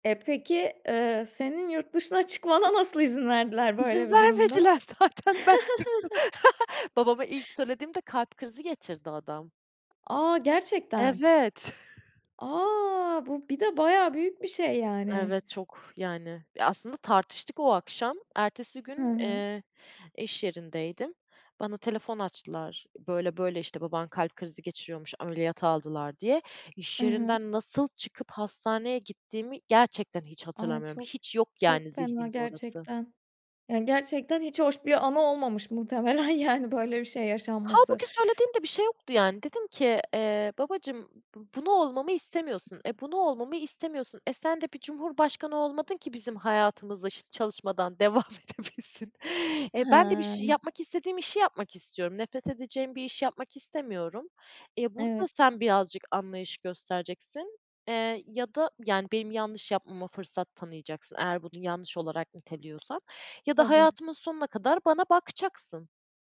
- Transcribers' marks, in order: laughing while speaking: "çıkmana nasıl izin verdiler böyle bir durumda?"; laughing while speaking: "İzin vermediler zaten ben çıktım"; chuckle; chuckle; other background noise; chuckle; laughing while speaking: "devam edebilsin"
- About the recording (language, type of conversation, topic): Turkish, podcast, Ailenin kariyer seçimin üzerinde kurduğu baskıyı nasıl anlatırsın?